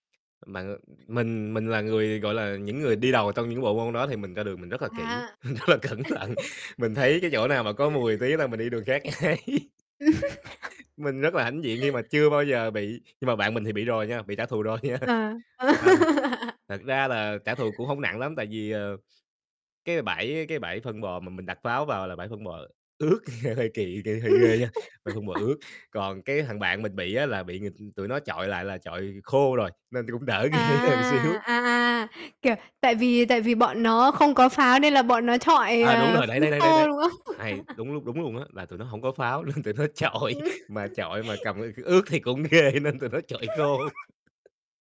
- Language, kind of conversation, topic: Vietnamese, podcast, Bạn có thể kể về một kỷ niệm tuổi thơ mà bạn không bao giờ quên không?
- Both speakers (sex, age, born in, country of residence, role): female, 20-24, Vietnam, Vietnam, host; male, 20-24, Vietnam, Vietnam, guest
- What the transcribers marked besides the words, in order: tapping; laughing while speaking: "rất là cẩn thận"; laugh; laughing while speaking: "ngay"; chuckle; laugh; laughing while speaking: "rồi nha"; distorted speech; laugh; other background noise; laughing while speaking: "nghe"; laughing while speaking: "Ừm"; laugh; laughing while speaking: "ghê hơn xíu"; laugh; laughing while speaking: "nên"; laughing while speaking: "Ừm"; laughing while speaking: "chọi"; laugh; laughing while speaking: "ghê nên tụi nó chọi khô"; laugh; giggle